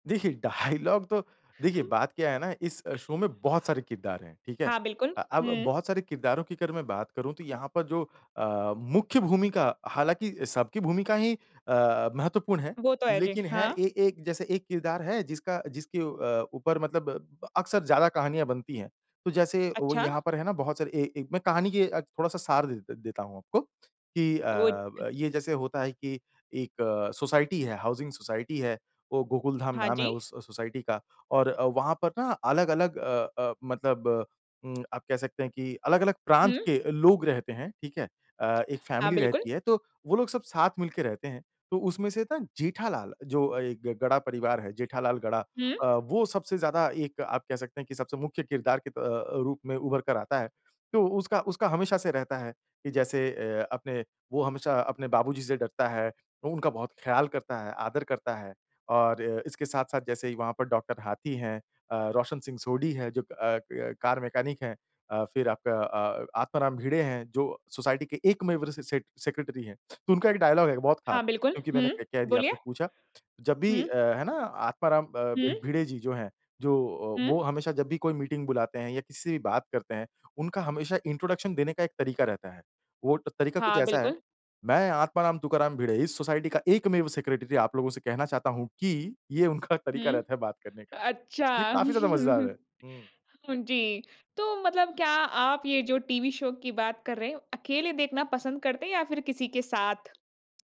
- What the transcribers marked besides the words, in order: laughing while speaking: "डायलॉग"; chuckle; in English: "शो"; unintelligible speech; in English: "हाउसिंग सोसाइटी"; lip smack; in English: "फैमिली"; in English: "सेक्रेटरी"; in English: "इंट्रोडक्शन"; put-on voice: "मैं आत्माराम तुकाराम भिड़े इस … चाहता हूँ कि"; in English: "सेक्रेटरी"; laughing while speaking: "उनका तरीका रहता है"; chuckle; in English: "शो"
- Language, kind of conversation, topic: Hindi, podcast, आराम करने के लिए आप कौन-सा टीवी धारावाहिक बार-बार देखते हैं?